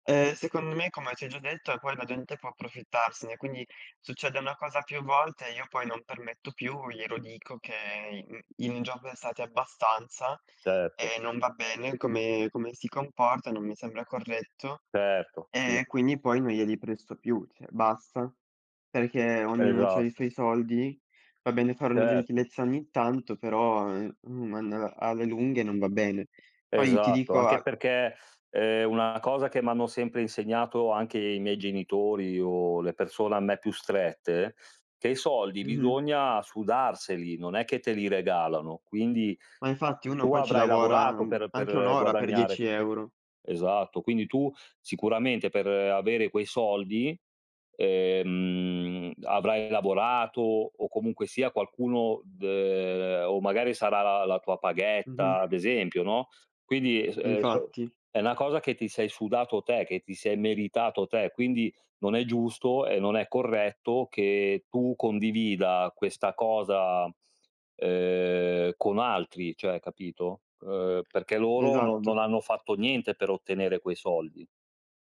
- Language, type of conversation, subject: Italian, unstructured, Hai mai litigato per soldi con un amico o un familiare?
- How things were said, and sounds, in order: "cioè" said as "ceh"